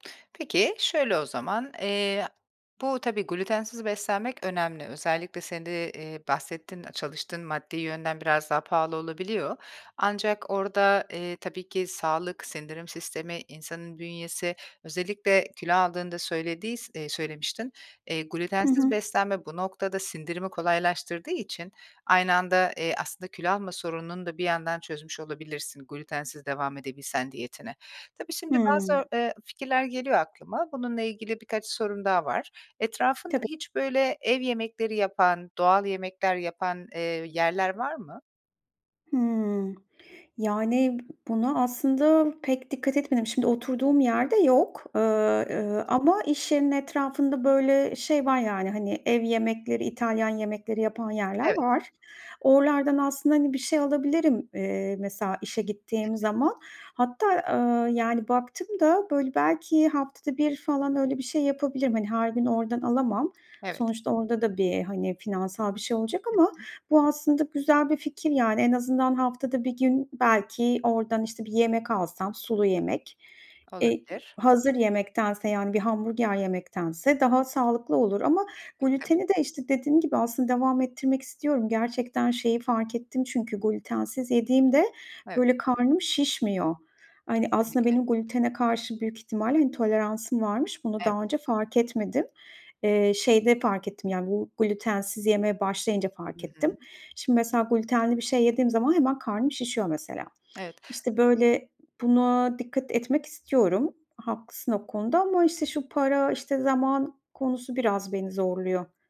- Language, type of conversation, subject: Turkish, advice, Sağlıklı beslenme rutinini günlük hayatına neden yerleştiremiyorsun?
- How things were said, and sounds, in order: other background noise; tapping; other noise